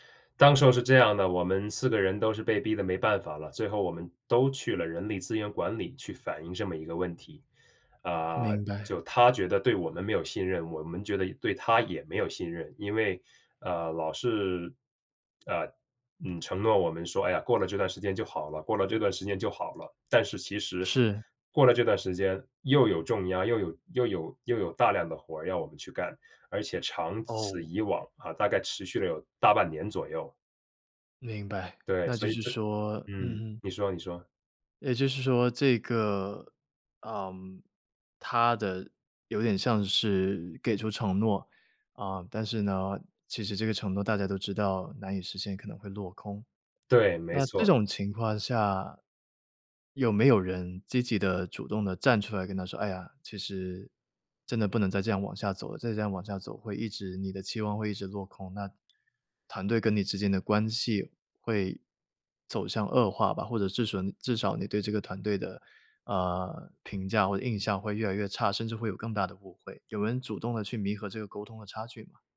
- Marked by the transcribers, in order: other background noise
- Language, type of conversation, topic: Chinese, podcast, 在团队里如何建立信任和默契？